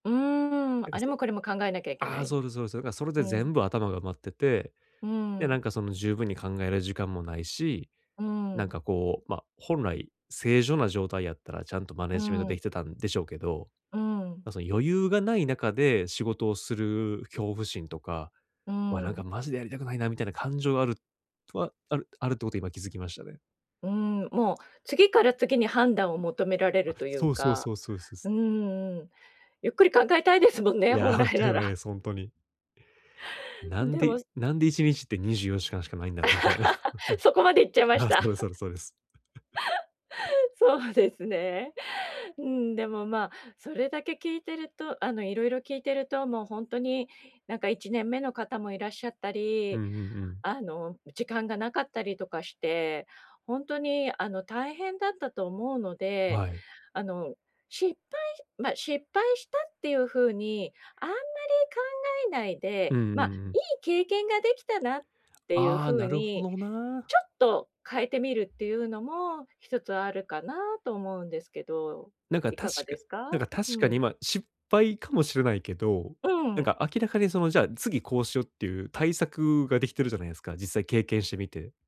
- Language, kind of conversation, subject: Japanese, advice, 失敗が怖くて挑戦できないとき、どうすれば一歩踏み出せますか？
- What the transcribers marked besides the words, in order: laughing while speaking: "ゆっくり考えたいですもんね、本来なら"; laughing while speaking: "間違いないです"; laugh; tapping